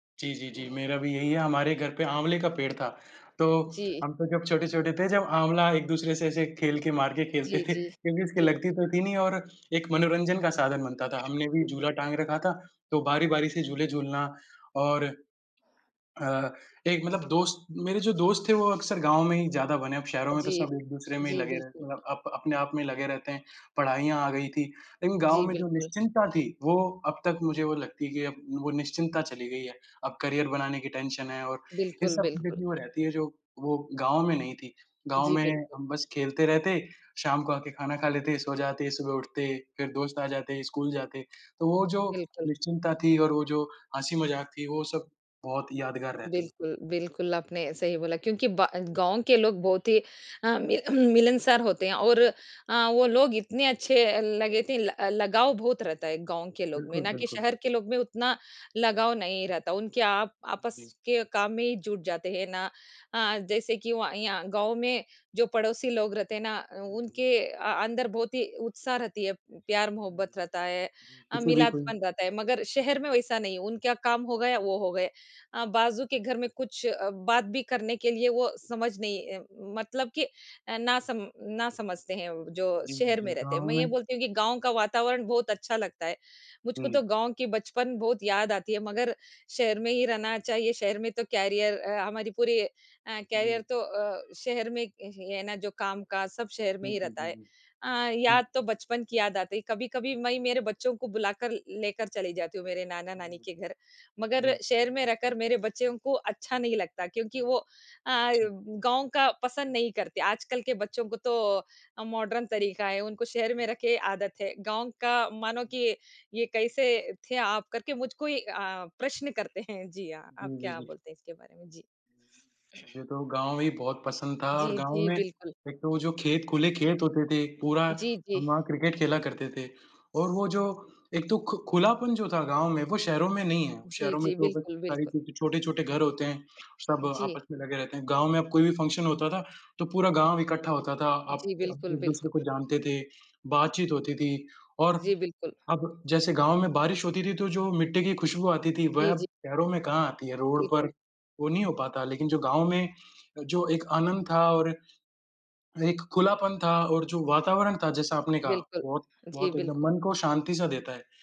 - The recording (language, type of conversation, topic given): Hindi, unstructured, आपकी सबसे प्यारी बचपन की याद कौन-सी है?
- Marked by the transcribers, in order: other background noise; tapping; laughing while speaking: "के खेलते थे"; in English: "करियर"; in English: "टेंशन"; horn; throat clearing; unintelligible speech; in English: "करियर"; in English: "करियर"; in English: "मॉडर्न"; laughing while speaking: "करते हैं"; throat clearing; throat clearing; in English: "फंक्शन"